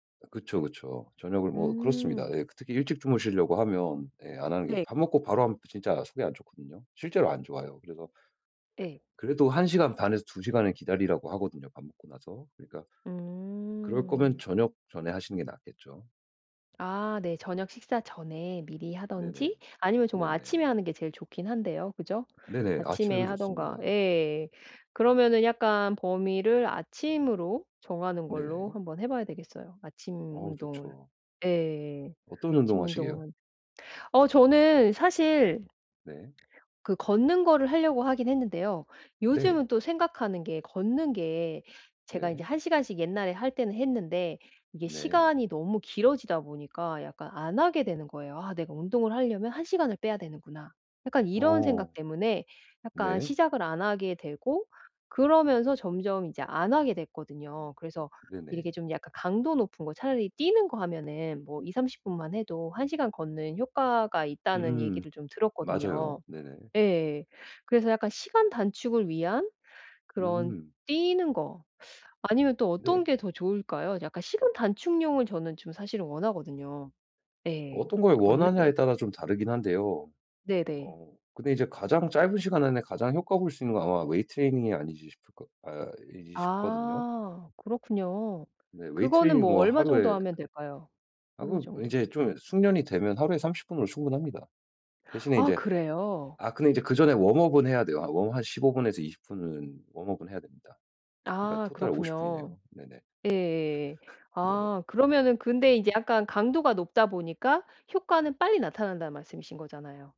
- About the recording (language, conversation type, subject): Korean, advice, 매일 꾸준히 작은 습관을 만드는 방법은 무엇인가요?
- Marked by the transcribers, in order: other background noise; tapping; gasp; laugh